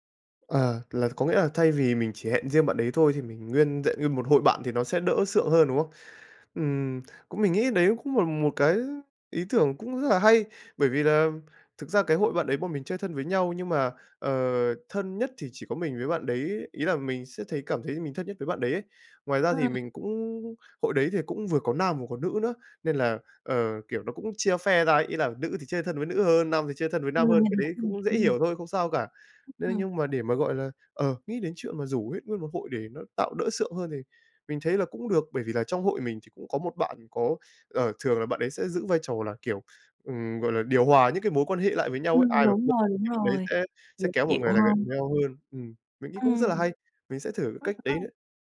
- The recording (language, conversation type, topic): Vietnamese, advice, Vì sao tôi cảm thấy bị bỏ rơi khi bạn thân dần xa lánh?
- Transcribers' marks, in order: tapping; unintelligible speech; unintelligible speech; other background noise; background speech